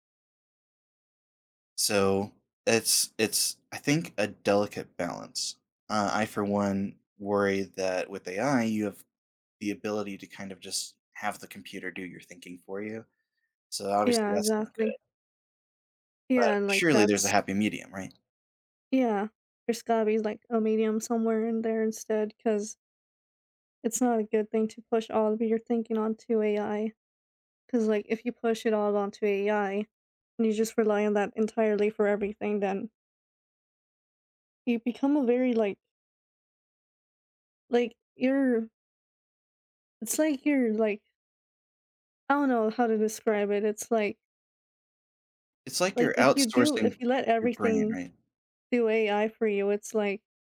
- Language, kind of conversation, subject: English, unstructured, How has your experience at school differed from what you expected?
- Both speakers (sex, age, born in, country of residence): female, 25-29, United States, United States; male, 35-39, United States, United States
- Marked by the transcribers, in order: other background noise